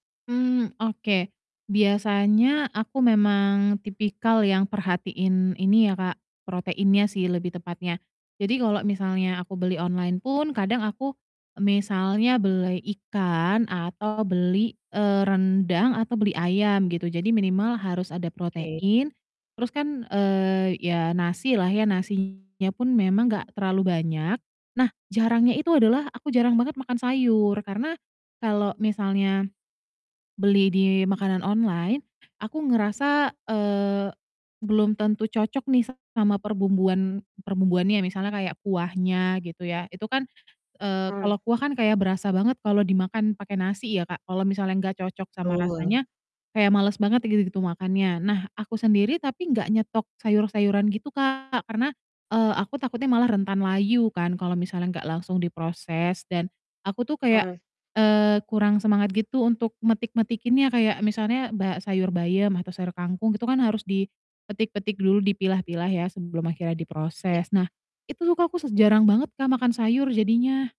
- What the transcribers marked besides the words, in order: distorted speech
- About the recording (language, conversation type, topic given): Indonesian, advice, Kenapa saya merasa sulit makan lebih sehat akibat kebiasaan ngemil larut malam?